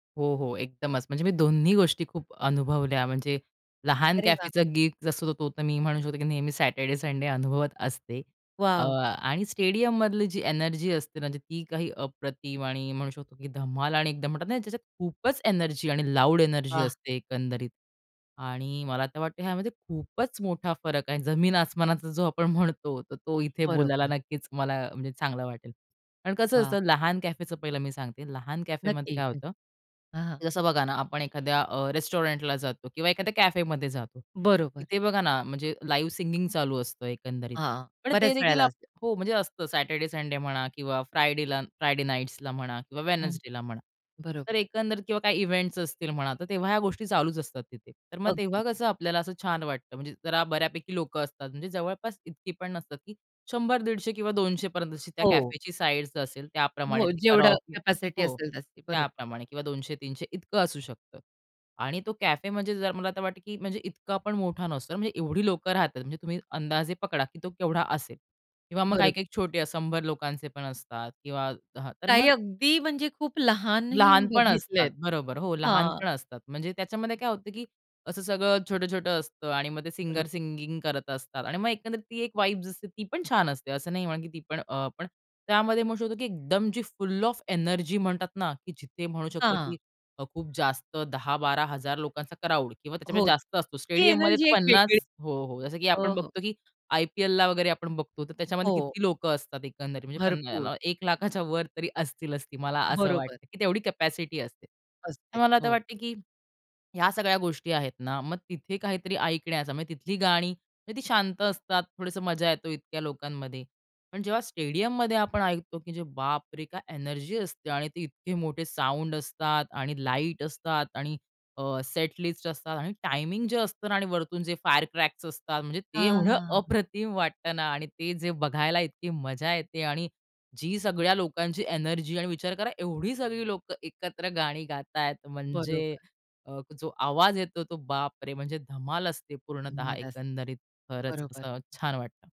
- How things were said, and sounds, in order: in English: "गिग"; in English: "लाऊड"; other background noise; in English: "लाईव्ह सिंगिंग"; in English: "कराओके"; in English: "सिंगिंग"; in English: "वाइब"; in English: "फुल ऑफ एनर्जी"; in English: "क्राउड"; in English: "फायर क्रॅक्स"
- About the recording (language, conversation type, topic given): Marathi, podcast, लहान कॅफेमधील कार्यक्रम आणि स्टेडियममधील कार्यक्रम यांत तुम्हाला कोणते फरक जाणवतात?